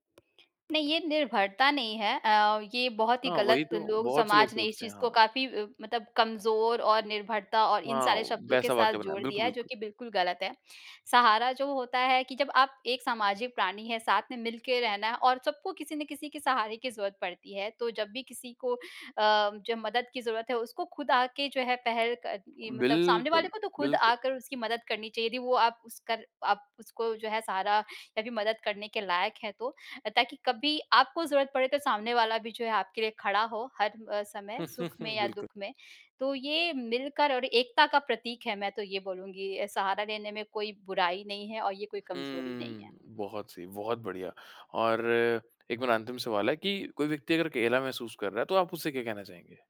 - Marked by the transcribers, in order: chuckle
- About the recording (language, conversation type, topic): Hindi, podcast, कठिन समय में आपके लिए सबसे भरोसेमंद सहारा कौन बनता है और क्यों?